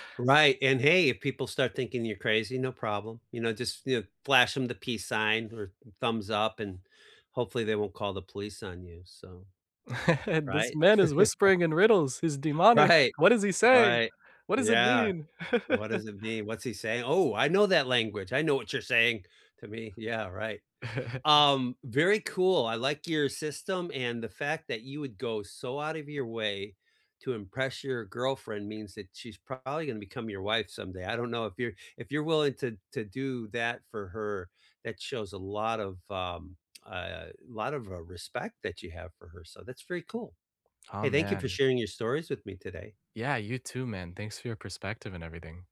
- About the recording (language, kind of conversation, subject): English, unstructured, How did a recent walk change your perspective?
- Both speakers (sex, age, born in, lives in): male, 25-29, United States, United States; male, 60-64, United States, United States
- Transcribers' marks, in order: chuckle; put-on voice: "This man is whispering in … does it mean?"; chuckle; laughing while speaking: "Right"; laugh; chuckle; tapping